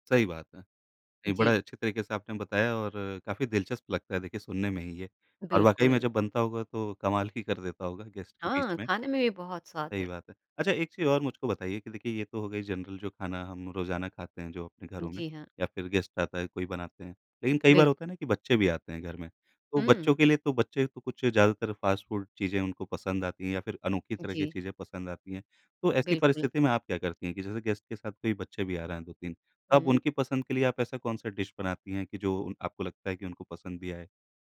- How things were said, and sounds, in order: in English: "गेस्ट"; in English: "जनरल"; in English: "गेस्ट"; in English: "फास्ट फूड"; in English: "गेस्ट"; in English: "डिश"
- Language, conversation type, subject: Hindi, podcast, खाना जल्दी बनाने के आसान सुझाव क्या हैं?